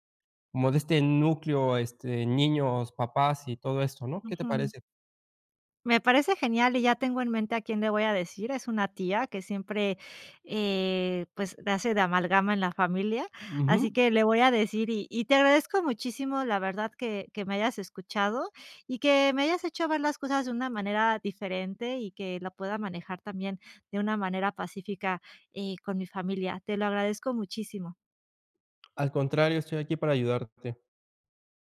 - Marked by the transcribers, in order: tapping
- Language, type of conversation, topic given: Spanish, advice, ¿Cómo puedo decir que no a planes festivos sin sentirme mal?